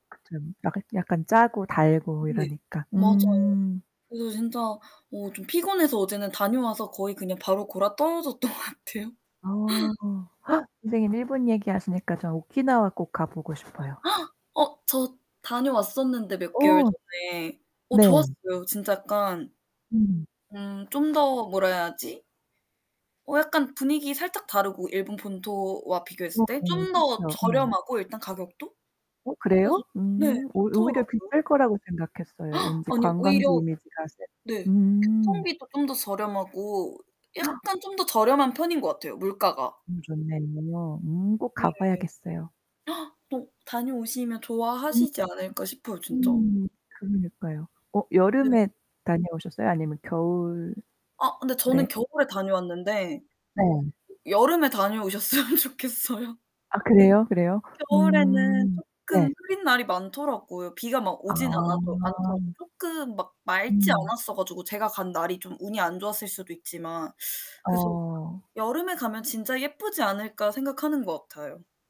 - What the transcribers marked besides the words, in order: tapping; distorted speech; laughing while speaking: "것 같아요"; gasp; other background noise; gasp; gasp; gasp; gasp; static; laughing while speaking: "다녀오셨으면 좋겠어요"; drawn out: "아"
- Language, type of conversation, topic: Korean, unstructured, 가장 인상 깊었던 여행 추억은 무엇인가요?